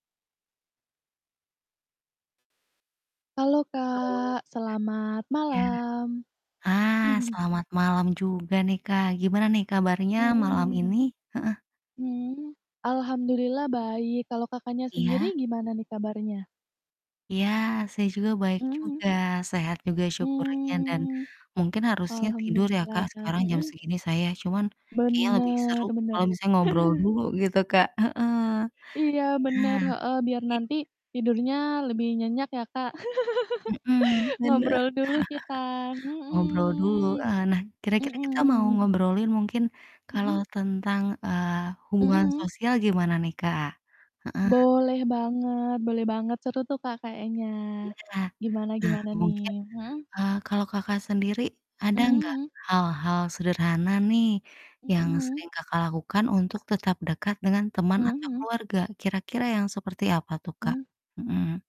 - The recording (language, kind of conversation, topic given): Indonesian, unstructured, Bagaimana cara kamu menjaga hubungan dengan teman dan keluarga?
- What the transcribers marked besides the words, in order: distorted speech; chuckle; drawn out: "Mmm"; chuckle; chuckle; laugh; drawn out: "mhm"